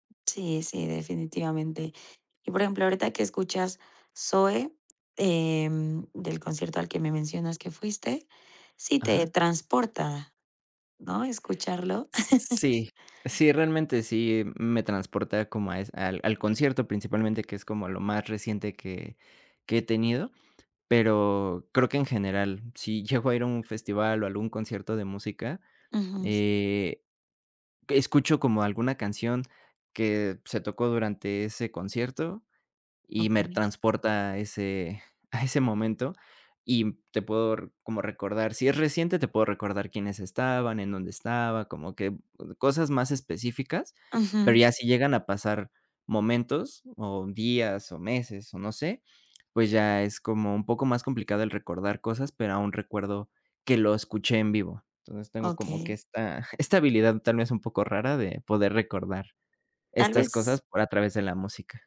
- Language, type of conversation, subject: Spanish, podcast, ¿Qué canción te transporta a un recuerdo específico?
- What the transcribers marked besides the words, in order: other background noise; laughing while speaking: "llego"; tapping; laughing while speaking: "ese"; laughing while speaking: "esta habilidad"